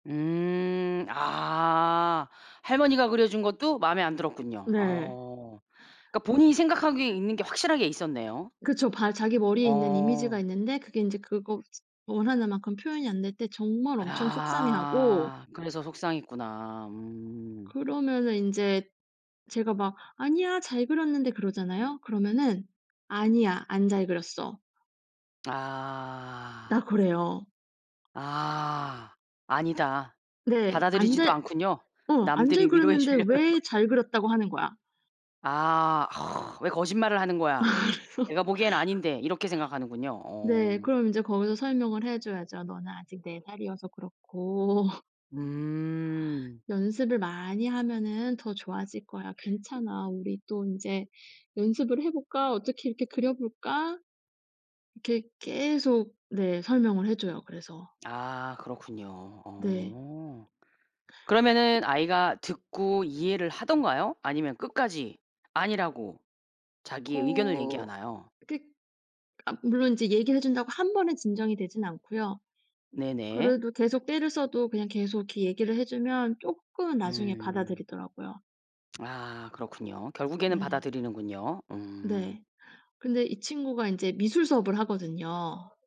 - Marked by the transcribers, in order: tapping; other background noise; laughing while speaking: "위로해 주려는 거"; other noise; laughing while speaking: "아 그래서"; laugh
- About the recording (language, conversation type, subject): Korean, podcast, 자녀가 실패했을 때 부모는 어떻게 반응해야 할까요?